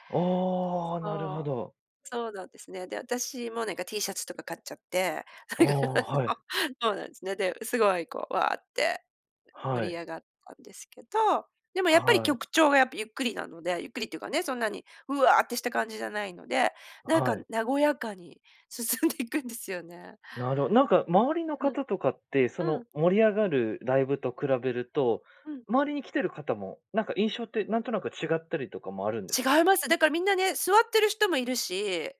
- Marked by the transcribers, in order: laughing while speaking: "なんか、そう"; laughing while speaking: "進んでいくん"
- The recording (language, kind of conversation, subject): Japanese, podcast, ライブで心を動かされた瞬間はありましたか？